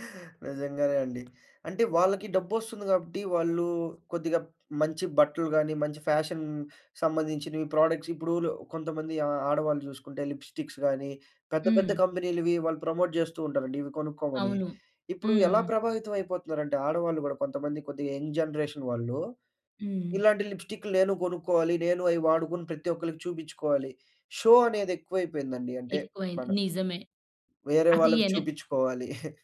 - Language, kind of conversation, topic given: Telugu, podcast, సోషల్ మీడియా మన ఫ్యాషన్ అభిరుచిని ఎంతవరకు ప్రభావితం చేస్తోంది?
- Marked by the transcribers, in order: drawn out: "వాళ్ళూ"; in English: "ఫ్యాషన్"; in English: "ప్రొడక్ట్స్"; in English: "లిప్‌స్టిక్స్"; in English: "ప్రమోట్"; in English: "యంగ్ జనరేషన్"; in English: "షో"; chuckle